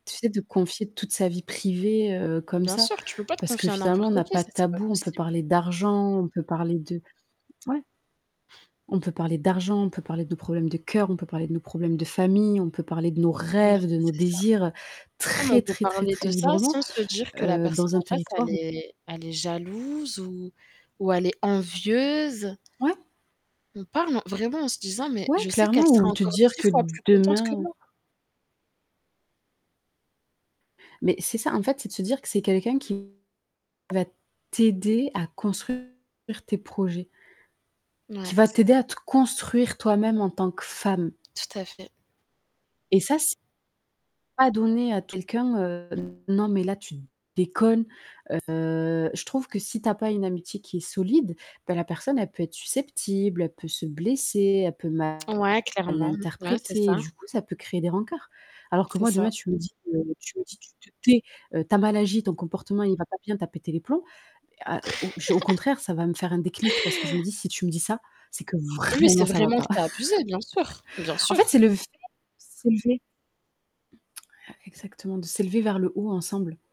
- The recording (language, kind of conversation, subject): French, unstructured, Qu’est-ce qui te rend heureux dans une amitié ?
- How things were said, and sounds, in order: static; tapping; distorted speech; mechanical hum; other background noise; stressed: "rêves"; stressed: "très"; stressed: "femme"; chuckle; stressed: "vraiment"; chuckle